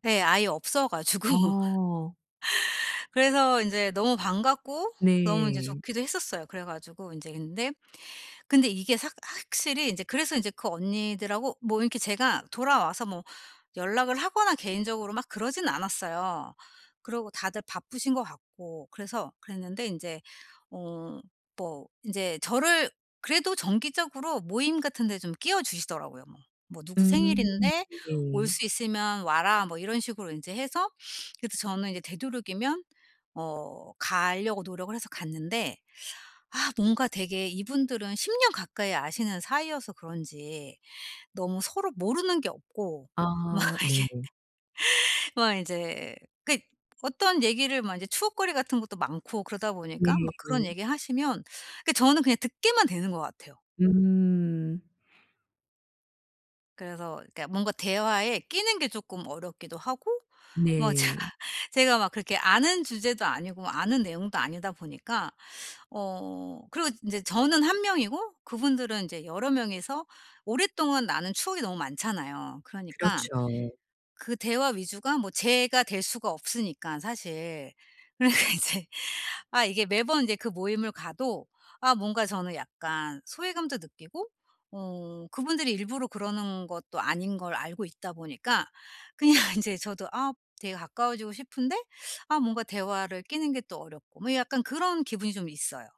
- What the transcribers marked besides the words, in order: laughing while speaking: "가지고"; sniff; teeth sucking; laughing while speaking: "막 이게"; laugh; laughing while speaking: "제가"; laughing while speaking: "그러니까 이제"; tapping; laughing while speaking: "그냥 인제"; teeth sucking
- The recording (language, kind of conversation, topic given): Korean, advice, 친구 모임에서 대화에 어떻게 자연스럽게 참여할 수 있을까요?